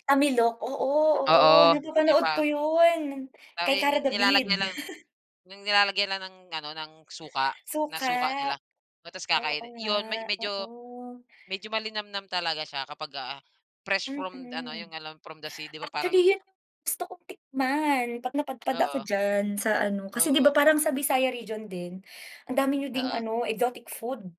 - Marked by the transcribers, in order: chuckle
- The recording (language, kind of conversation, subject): Filipino, unstructured, May mga pagkaing iniiwasan ka ba dahil natatakot kang magkasakit?